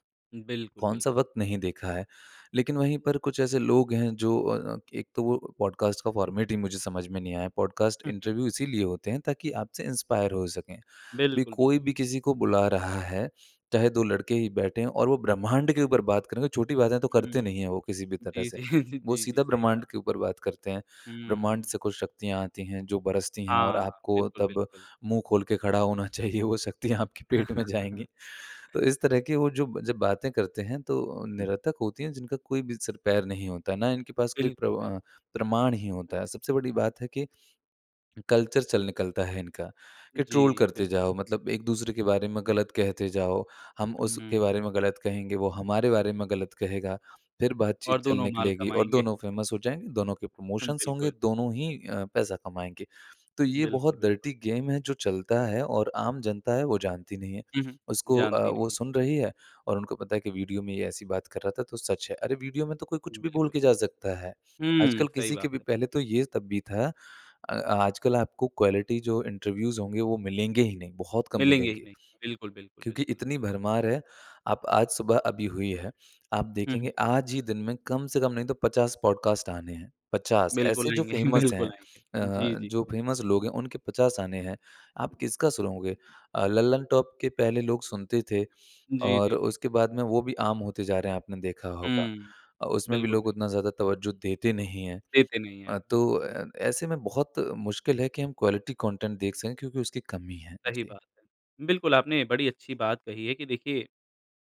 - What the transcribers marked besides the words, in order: in English: "पॉडकास्ट"; in English: "फ़ॉर्मेट"; in English: "पॉडकास्ट इंटरव्यू"; in English: "इंस्पायर"; chuckle; chuckle; laughing while speaking: "चाहिए, वो शक्तियाँ आपके पेट में जाएँगी"; in English: "कल्चर"; in English: "ट्रोल"; in English: "फ़ेमस"; in English: "प्रमोशंस"; in English: "डर्टी गेम"; in English: "क्वालिटी"; in English: "इंटरव्यूज़"; in English: "पॉडकास्ट"; chuckle; in English: "फ़ेमस"; in English: "फ़ेमस"; other background noise; unintelligible speech; in English: "क्वालिटी कंटेंट"
- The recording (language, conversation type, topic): Hindi, podcast, इन्फ्लुएंसर संस्कृति ने हमारी रोज़मर्रा की पसंद को कैसे बदल दिया है?